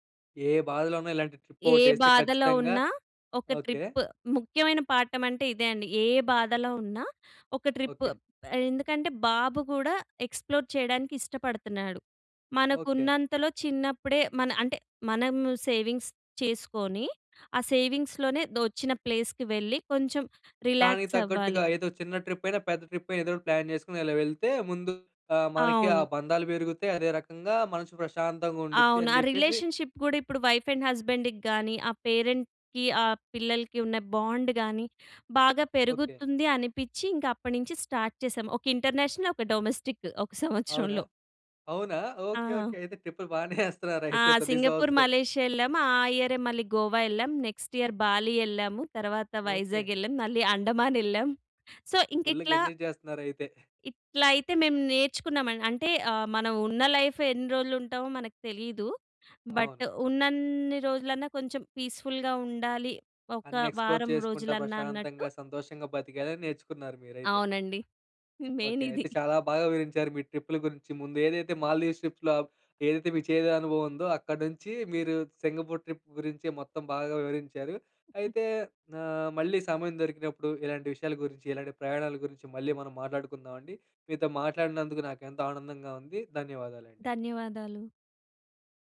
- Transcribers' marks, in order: in English: "ట్రిప్"; in English: "ట్రిప్"; in English: "ట్రిప్"; in English: "ఎక్స్‌ప్లోర్"; in English: "సేవింగ్స్"; in English: "సేవింగ్స్‌లోనే"; in English: "ప్లేస్‍కి"; in English: "రిలాక్స్"; in English: "ట్రిప్"; in English: "ట్రిప్"; in English: "ప్లాన్"; in English: "రిలేషన్‌షిప్"; in English: "వైఫ్ అండ్ హస్బాండ్‌కి"; in English: "పేరెంట్‌కి"; in English: "బాండ్"; in English: "స్టార్ట్"; in English: "ఇంటర్నేషనల్"; in English: "డొమెస్టిక్"; in English: "బానే ఏస్తున్నారు అయితే ప్రతి సంవత్సరం"; in English: "నెక్స్ట్ ఇయర్"; in English: "సో"; in English: "ఫుల్‌గా ఎంజాయ్"; in English: "లైఫ్"; in English: "బట్"; in English: "పీస్‌ఫుల్‌గా"; in English: "ఎక్స్‌ప్లోర్"; in English: "మెయిన్"; in English: "ట్రిప్స్‌లో"; in English: "ట్రిప్"; other background noise
- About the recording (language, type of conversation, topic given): Telugu, podcast, మీ ప్రయాణంలో నేర్చుకున్న ఒక ప్రాముఖ్యమైన పాఠం ఏది?